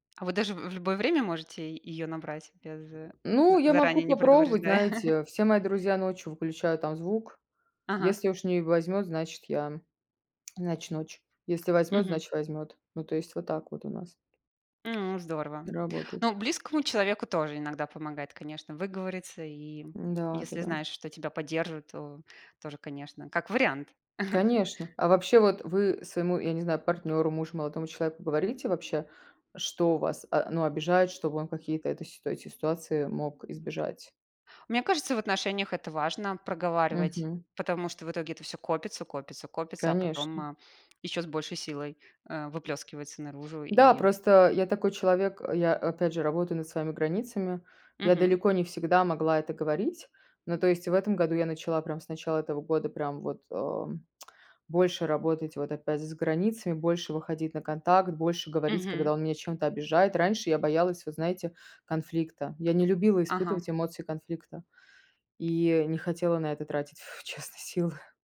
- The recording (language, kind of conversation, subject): Russian, unstructured, Как справиться с ситуацией, когда кто-то вас обидел?
- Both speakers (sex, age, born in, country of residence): female, 35-39, Armenia, United States; female, 40-44, Russia, Italy
- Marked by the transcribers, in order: chuckle; tapping; chuckle; other background noise; lip smack; blowing